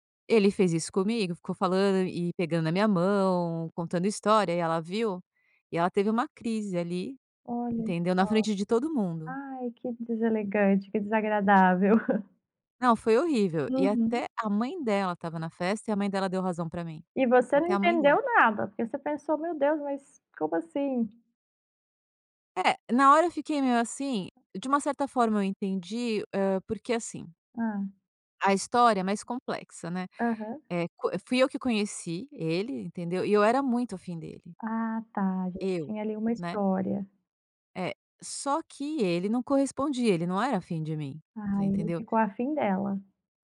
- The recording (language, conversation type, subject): Portuguese, podcast, Como podemos reconstruir amizades que esfriaram com o tempo?
- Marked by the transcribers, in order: chuckle